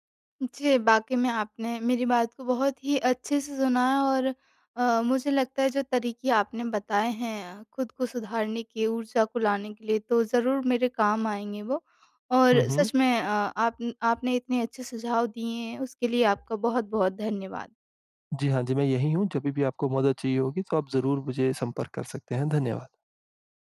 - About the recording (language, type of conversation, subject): Hindi, advice, क्या दिन में थकान कम करने के लिए थोड़ी देर की झपकी लेना मददगार होगा?
- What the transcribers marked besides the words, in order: none